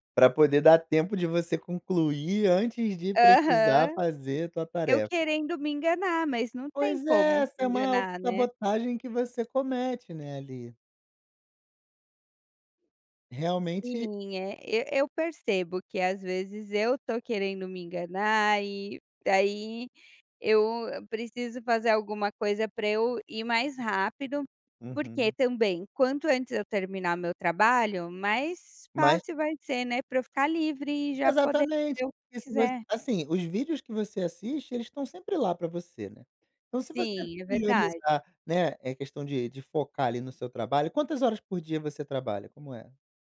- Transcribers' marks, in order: none
- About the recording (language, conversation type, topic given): Portuguese, advice, Como as distrações digitais estão tirando horas produtivas do seu dia?